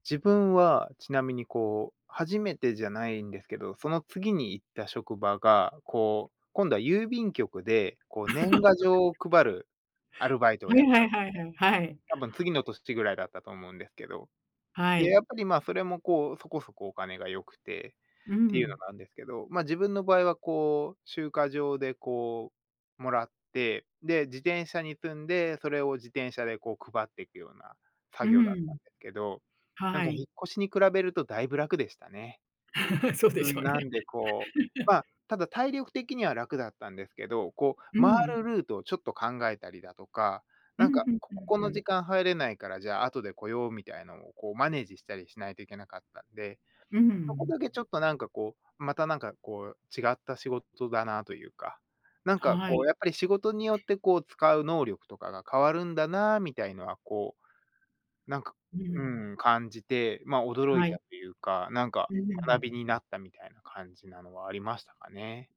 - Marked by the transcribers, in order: other noise; laugh; laugh; laughing while speaking: "そうでしょうね"; laugh; in English: "マネージ"; tapping
- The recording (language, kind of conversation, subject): Japanese, unstructured, 初めての仕事で、いちばん驚いたことは何ですか？
- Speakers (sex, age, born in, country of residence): female, 65-69, Japan, United States; male, 30-34, Japan, United States